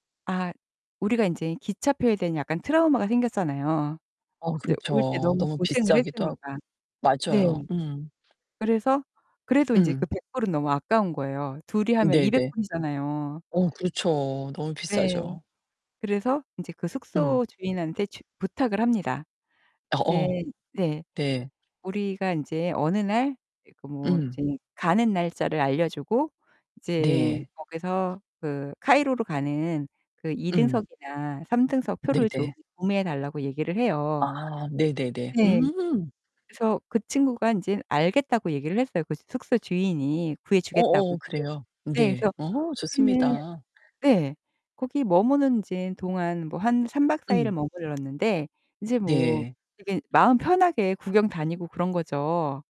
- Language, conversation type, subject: Korean, podcast, 여행 중에 누군가에게 도움을 받거나 도움을 준 적이 있으신가요?
- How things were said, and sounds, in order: distorted speech; other background noise